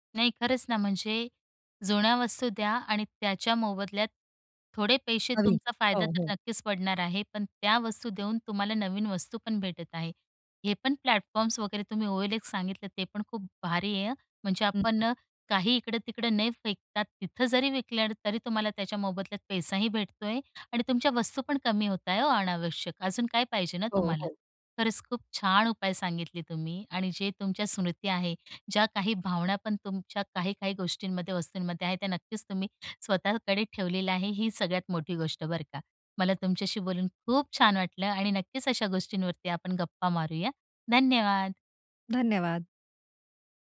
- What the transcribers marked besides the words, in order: in English: "प्लॅटफॉर्म्स"; other background noise
- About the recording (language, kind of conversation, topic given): Marathi, podcast, अनावश्यक वस्तू कमी करण्यासाठी तुमचा उपाय काय आहे?